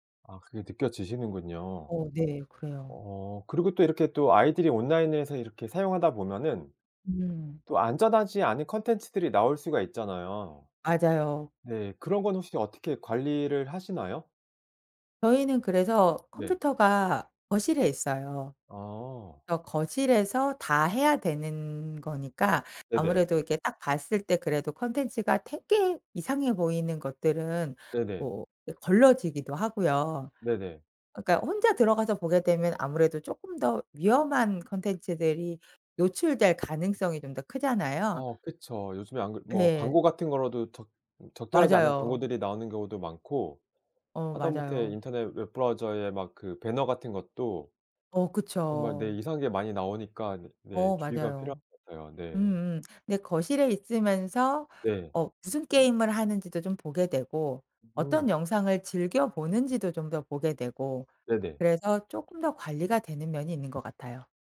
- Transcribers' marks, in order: tapping; other background noise
- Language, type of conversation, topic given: Korean, podcast, 아이들의 화면 시간을 어떻게 관리하시나요?